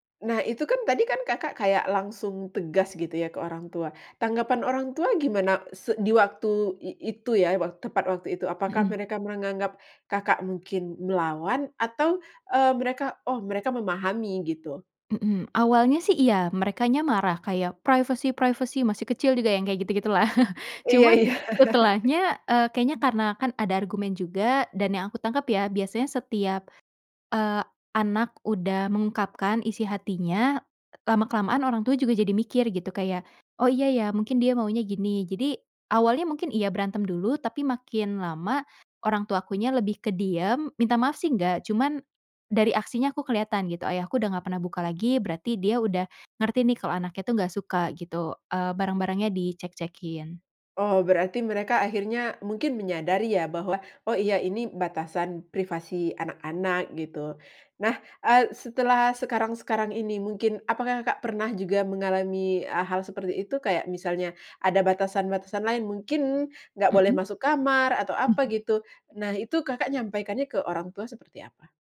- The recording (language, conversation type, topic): Indonesian, podcast, Bagaimana menyampaikan batasan tanpa terdengar kasar atau dingin?
- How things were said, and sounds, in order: in English: "Privacy privacy"; chuckle; chuckle